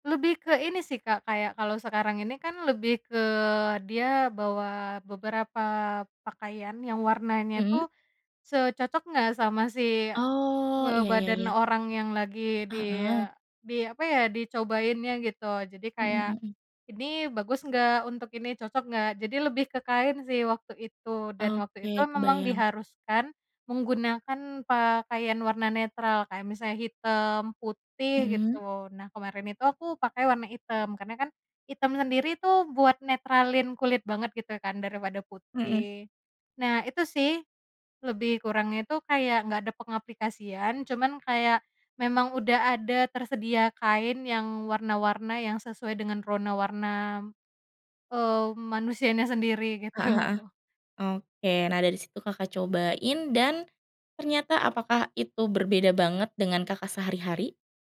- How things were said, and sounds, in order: laughing while speaking: "gitu"
- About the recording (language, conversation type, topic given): Indonesian, podcast, Bagaimana kamu memilih pakaian untuk menunjukkan jati dirimu yang sebenarnya?